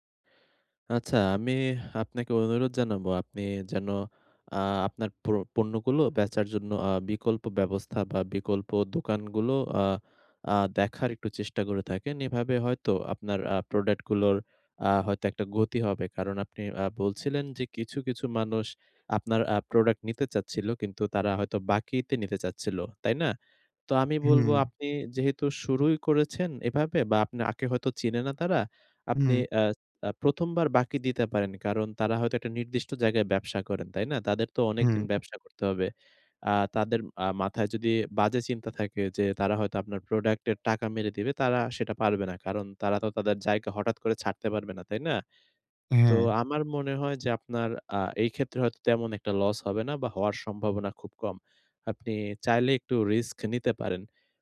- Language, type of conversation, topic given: Bengali, advice, বাড়িতে থাকলে কীভাবে উদ্বেগ কমিয়ে আরাম করে থাকতে পারি?
- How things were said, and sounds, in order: none